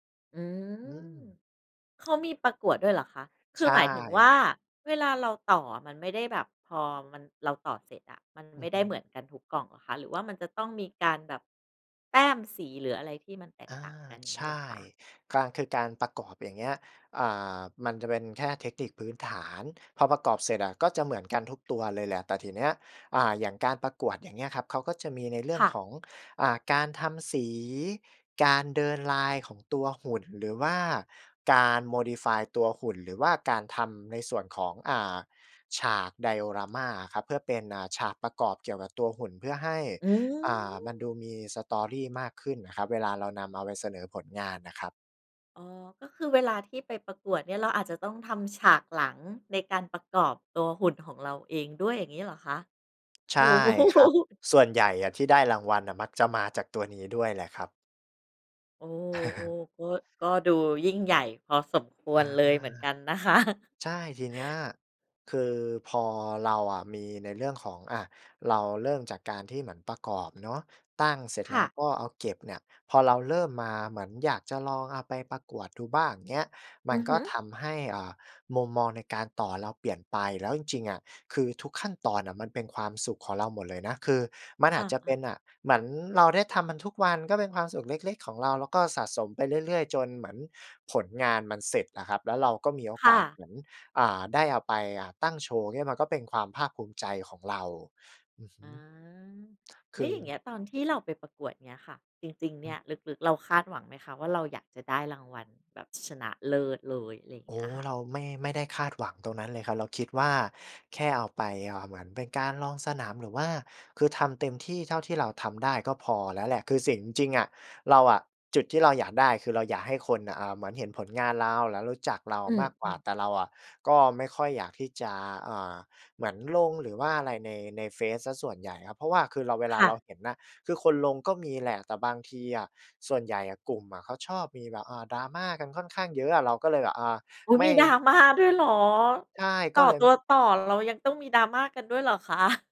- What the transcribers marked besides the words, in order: other background noise; in English: "Modify"; in English: "Diorama"; in English: "Story"; chuckle; chuckle; laughing while speaking: "คะ"; chuckle; tapping; other noise
- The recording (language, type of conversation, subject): Thai, podcast, อะไรคือความสุขเล็กๆ ที่คุณได้จากการเล่นหรือการสร้างสรรค์ผลงานของคุณ?